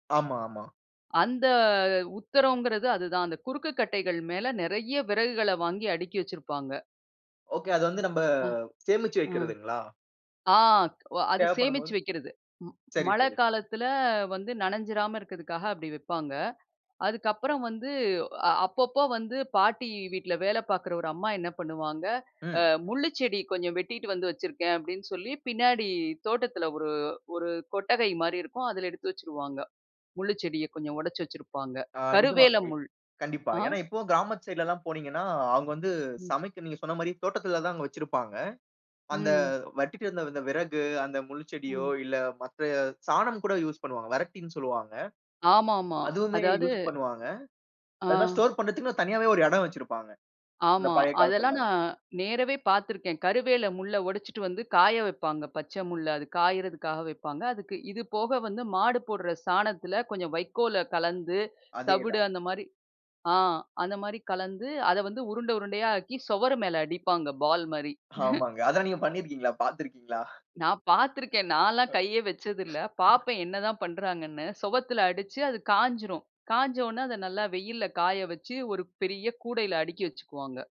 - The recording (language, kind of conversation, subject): Tamil, podcast, சமையலைத் தொடங்குவதற்கு முன் உங்கள் வீட்டில் கடைப்பிடிக்கும் மரபு என்ன?
- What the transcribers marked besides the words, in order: other noise; "வெட்டிட்டு" said as "வட்டிட்டு"; "சுவரு" said as "சொவரு"; laugh; laughing while speaking: "பாத்துருக்கீங்களா?"; unintelligible speech